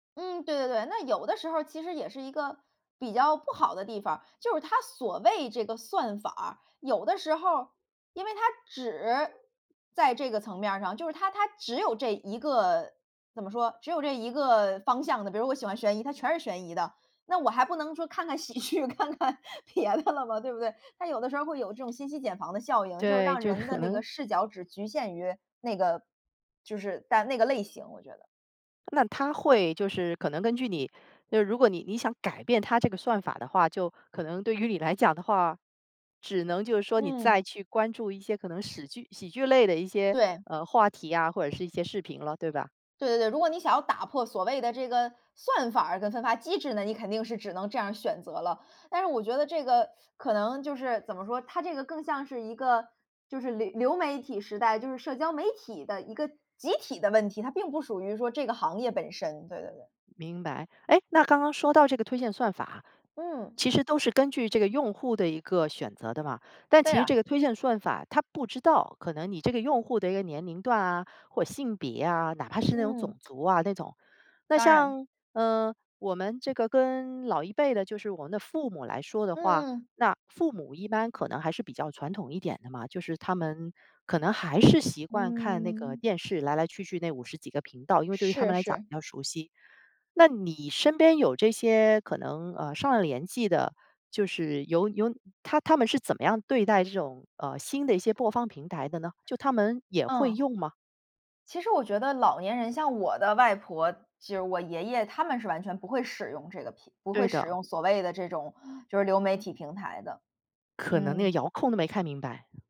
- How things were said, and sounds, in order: other background noise; laughing while speaking: "喜剧，看看别的了吧"
- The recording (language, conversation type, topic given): Chinese, podcast, 播放平台的兴起改变了我们的收视习惯吗？